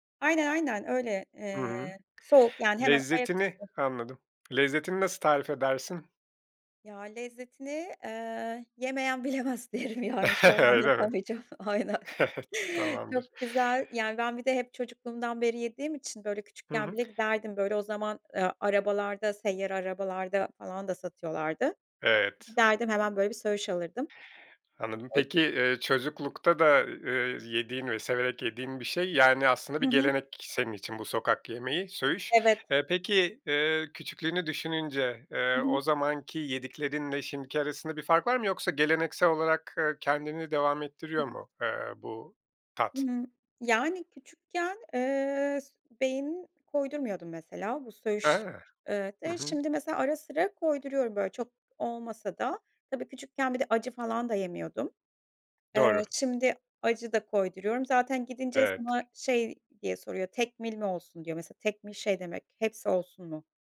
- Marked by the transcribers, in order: tapping; other background noise; laughing while speaking: "yemeyen bilemez derim, yani. Şu an anlatamayacağım. Aynen"; laugh; laughing while speaking: "Öyle mi? Tamamdır"; chuckle; other noise
- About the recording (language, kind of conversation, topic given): Turkish, podcast, Sokak yemekleri senin için ne ifade ediyor ve en çok hangi tatları seviyorsun?